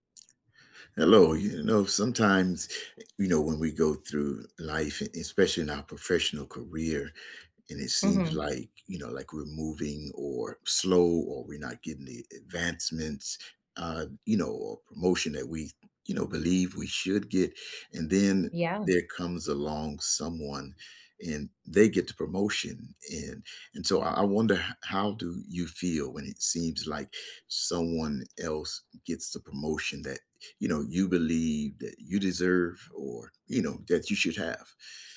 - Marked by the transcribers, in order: none
- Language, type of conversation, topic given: English, unstructured, Have you ever felt overlooked for a promotion?